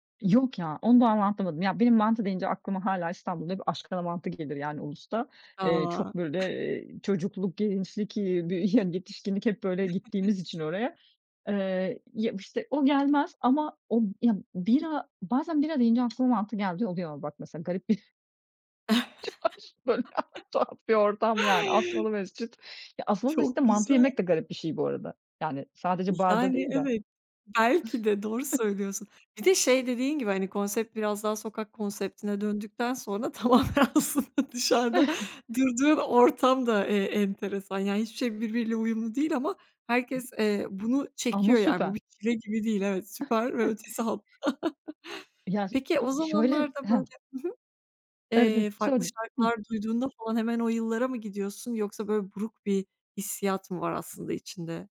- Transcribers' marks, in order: tapping; other background noise; chuckle; unintelligible speech; laughing while speaking: "bir"; chuckle; laughing while speaking: "Çınar böyle tuhaf"; chuckle; laughing while speaking: "tamamen aslında dışarıda"; chuckle; chuckle; chuckle; unintelligible speech
- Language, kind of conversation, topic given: Turkish, podcast, Hangi şarkıyı duyunca aklına hemen bir koku ya da bir mekân geliyor?